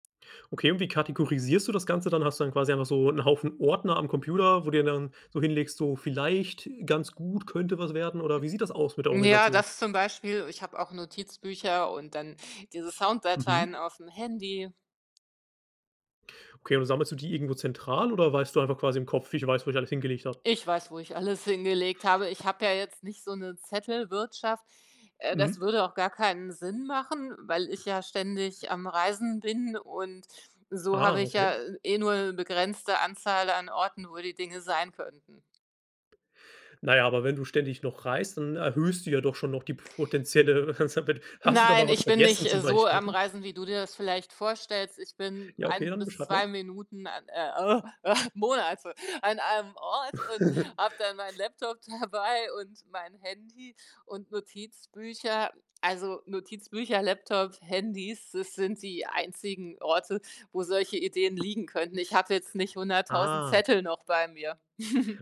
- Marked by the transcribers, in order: other background noise; unintelligible speech; laughing while speaking: "hast du da mal was vergessen zum Beispiel?"; other noise; chuckle; tapping; chuckle
- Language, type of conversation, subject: German, podcast, Wie gehst du mit kreativen Blockaden um?